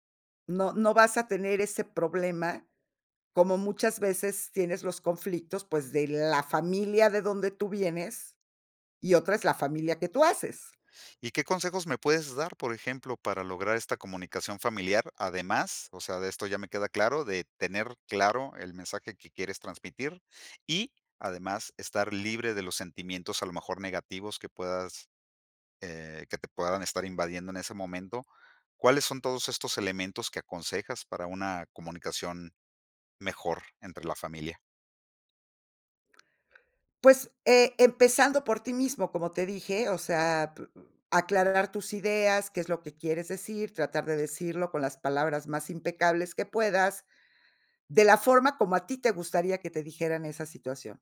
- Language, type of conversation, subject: Spanish, podcast, ¿Qué consejos darías para mejorar la comunicación familiar?
- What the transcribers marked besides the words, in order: none